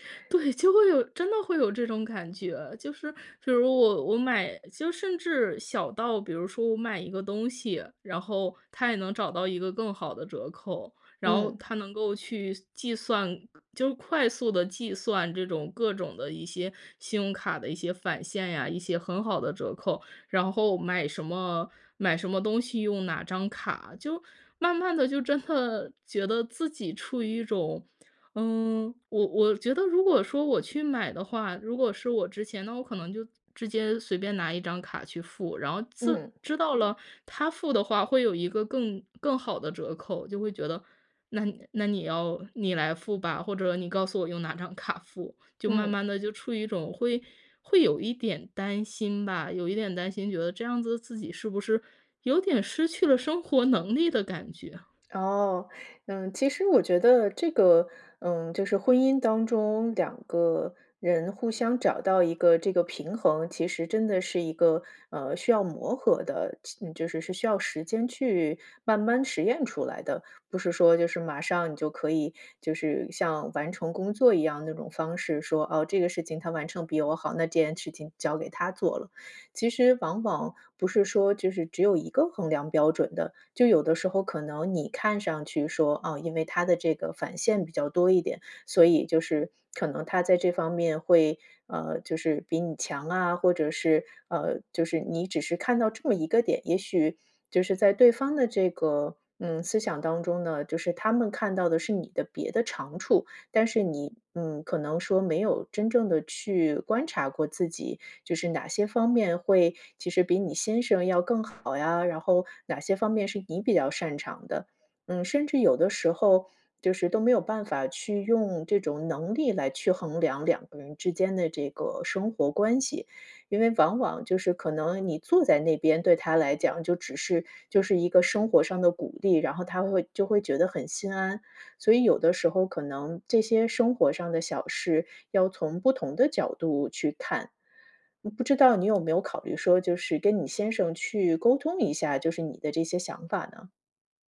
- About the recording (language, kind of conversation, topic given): Chinese, advice, 在恋爱或婚姻中我感觉失去自我，该如何找回自己的目标和热情？
- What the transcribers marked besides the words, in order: tapping